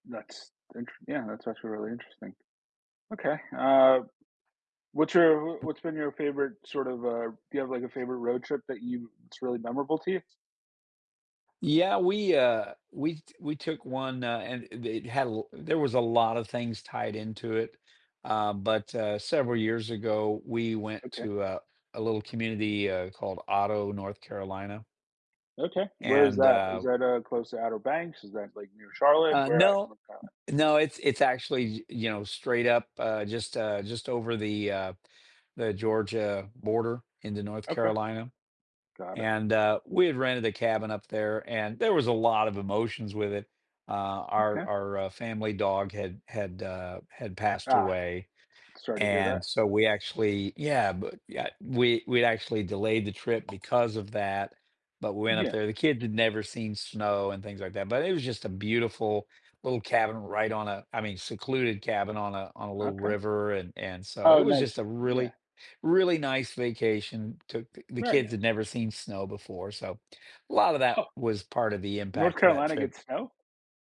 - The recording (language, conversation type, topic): English, unstructured, What factors influence your decision to drive or fly for a vacation?
- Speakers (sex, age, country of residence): male, 35-39, United States; male, 60-64, United States
- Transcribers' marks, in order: tapping; other background noise